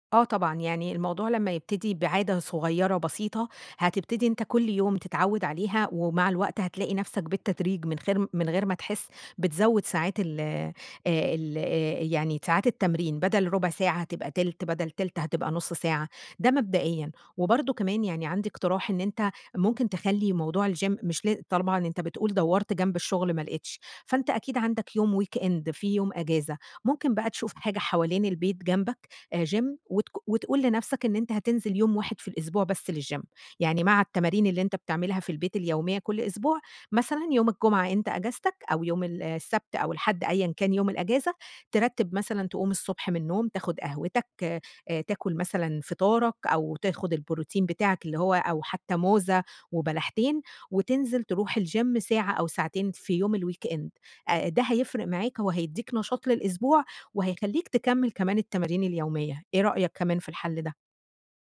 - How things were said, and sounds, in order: in English: "الgym"; in English: "weekend"; in English: "gym"; in English: "للgym"; in English: "الgym"; in English: "الweekend"
- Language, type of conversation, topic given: Arabic, advice, إزاي أقدر ألتزم بالتمرين بشكل منتظم رغم إنّي مشغول؟
- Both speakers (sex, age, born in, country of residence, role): female, 30-34, Egypt, Egypt, advisor; male, 30-34, Egypt, Germany, user